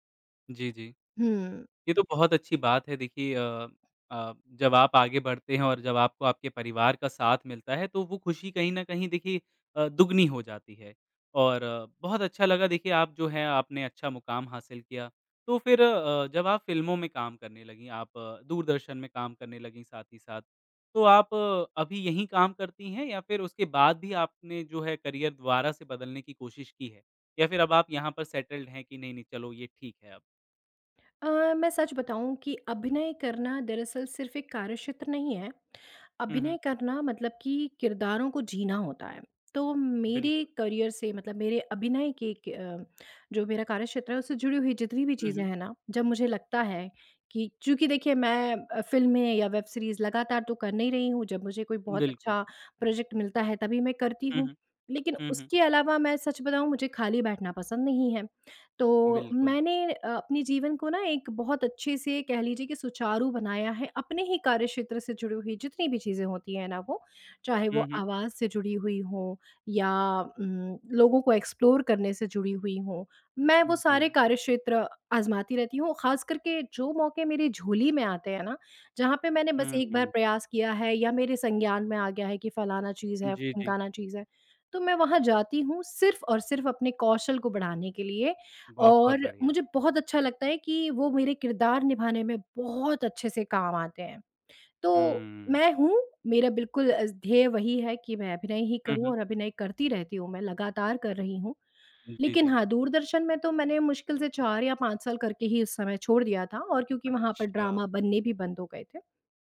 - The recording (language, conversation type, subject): Hindi, podcast, आपने करियर बदलने का फैसला कैसे लिया?
- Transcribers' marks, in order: in English: "करियर"; in English: "सेटल्ड"; in English: "करियर"; in English: "प्रोजेक्ट"; in English: "एक्सप्लोर"; in English: "ड्रामा"